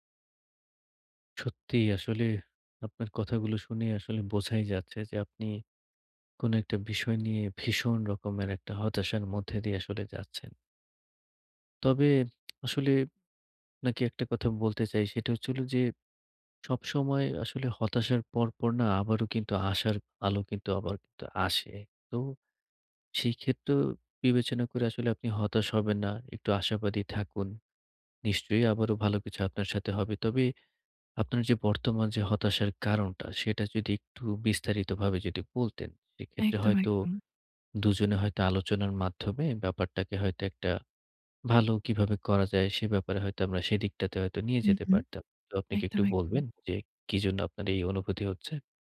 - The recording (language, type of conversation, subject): Bengali, advice, ভয় বা উদ্বেগ অনুভব করলে আমি কীভাবে নিজেকে বিচার না করে সেই অনুভূতিকে মেনে নিতে পারি?
- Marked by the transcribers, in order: other background noise; tapping